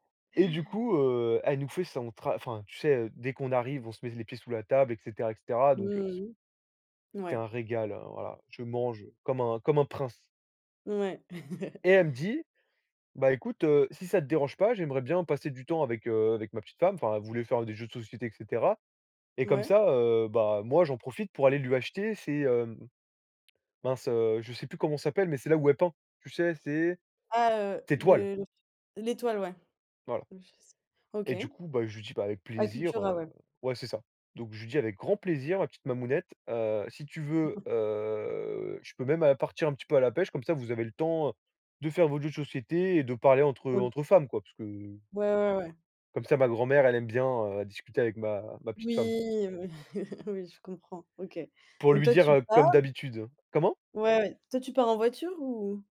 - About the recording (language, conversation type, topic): French, podcast, Peux-tu me raconter une fois où tu t’es perdu(e) ?
- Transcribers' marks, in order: tapping; chuckle; unintelligible speech; drawn out: "heu"; chuckle